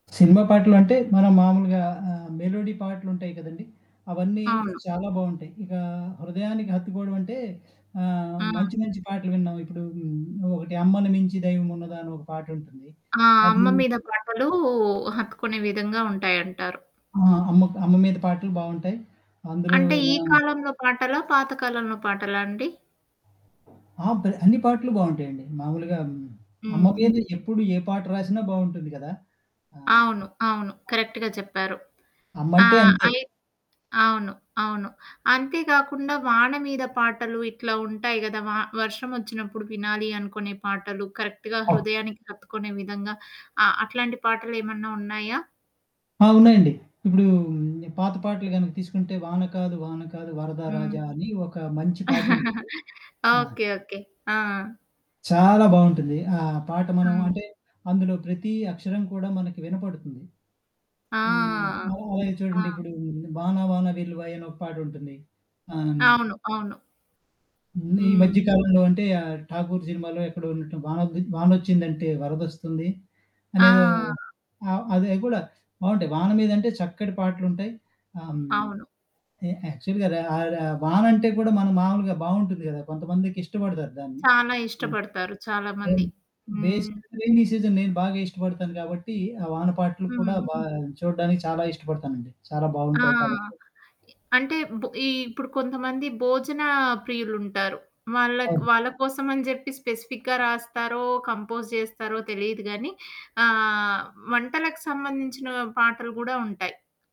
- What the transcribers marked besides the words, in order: in English: "మెలోడి"; other background noise; static; in English: "కరెక్ట్‌గా"; in English: "కరెక్ట్‌గా"; chuckle; in English: "యాక్చువల్‌గా"; in English: "బేసికల్లి రెయినీ సీజన్"; in English: "స్పెసిఫిక్‌గా"; in English: "కంపోజ్"
- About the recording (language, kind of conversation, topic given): Telugu, podcast, సినిమా పాటలు మీకు ఏ సందర్భాల్లో నిజంగా హృదయంగా అనిపిస్తాయి?